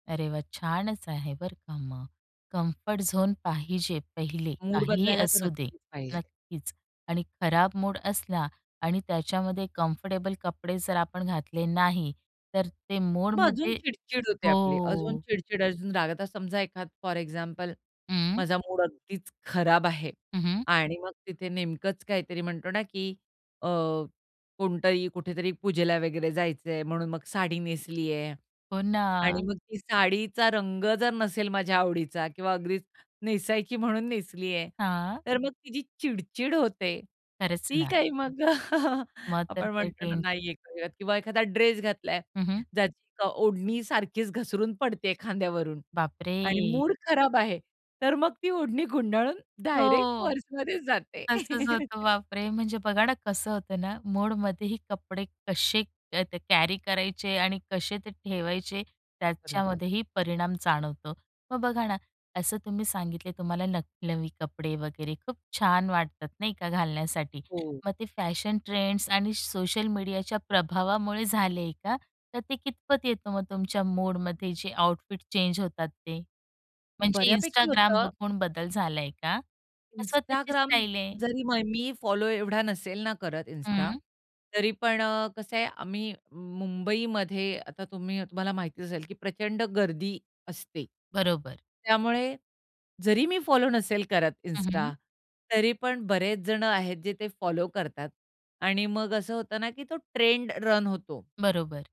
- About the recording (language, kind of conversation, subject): Marathi, podcast, तू तुझ्या मूडनुसार पोशाख कसा निवडतोस?
- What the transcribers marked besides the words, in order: in English: "कम्फर्ट झोन"; other background noise; in English: "कम्फर्टेबल"; laugh; unintelligible speech; surprised: "बापरे!"; laugh; in English: "आउटफिट चेंज"